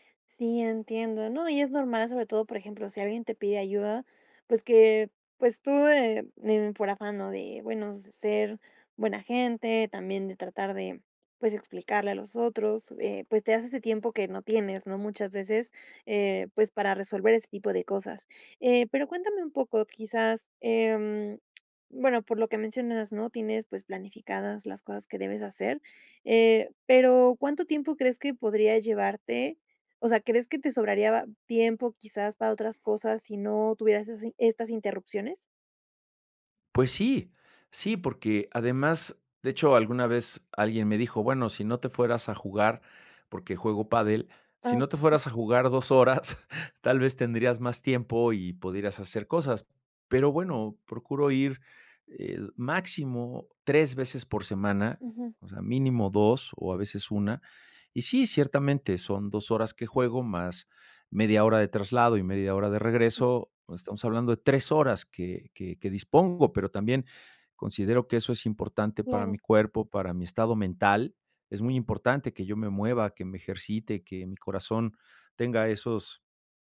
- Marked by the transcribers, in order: tapping; other background noise; chuckle
- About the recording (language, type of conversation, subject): Spanish, advice, ¿Cómo puedo evitar que las interrupciones arruinen mi planificación por bloques de tiempo?